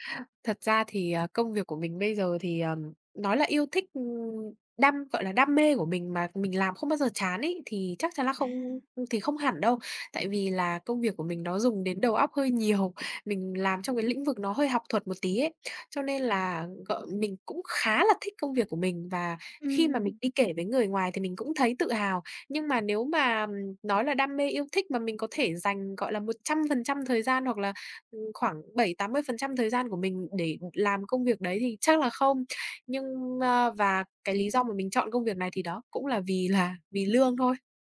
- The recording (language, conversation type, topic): Vietnamese, podcast, Tiền lương quan trọng tới mức nào khi chọn việc?
- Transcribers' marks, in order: tapping